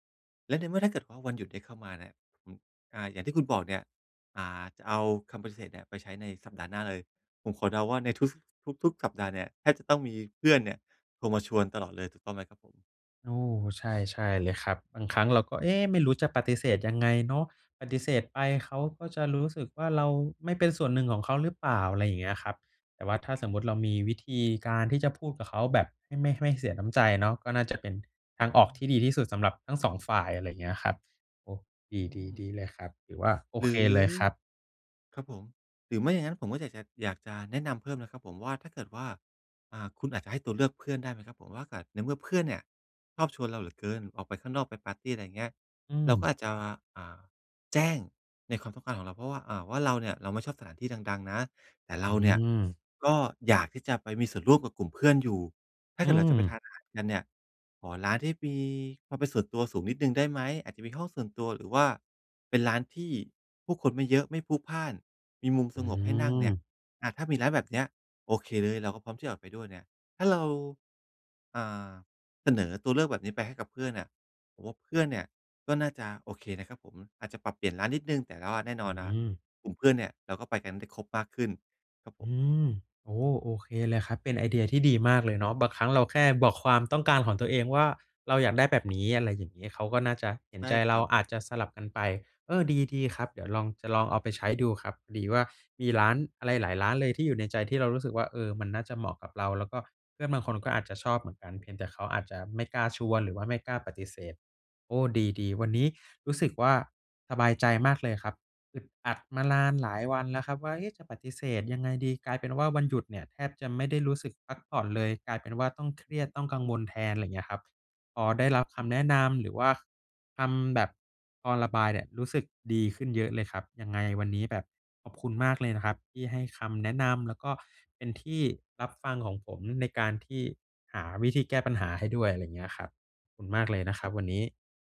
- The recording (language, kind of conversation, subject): Thai, advice, ทำอย่างไรดีเมื่อฉันเครียดช่วงวันหยุดเพราะต้องไปงานเลี้ยงกับคนที่ไม่ชอบ?
- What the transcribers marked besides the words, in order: other background noise; unintelligible speech